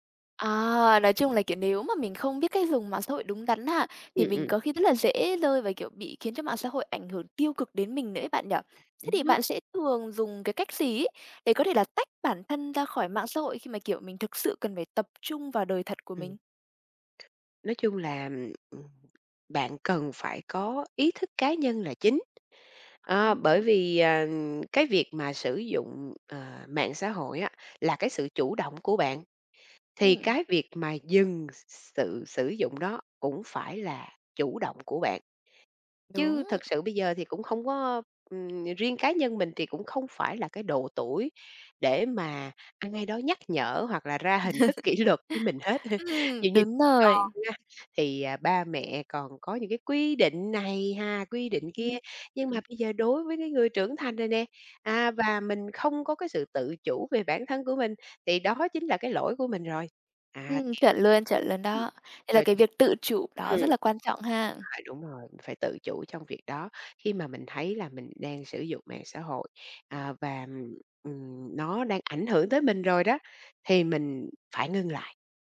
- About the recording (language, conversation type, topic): Vietnamese, podcast, Bạn cân bằng thời gian dùng mạng xã hội với đời sống thực như thế nào?
- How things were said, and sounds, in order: tapping; other background noise; laughing while speaking: "kỷ luật"; laugh; unintelligible speech; unintelligible speech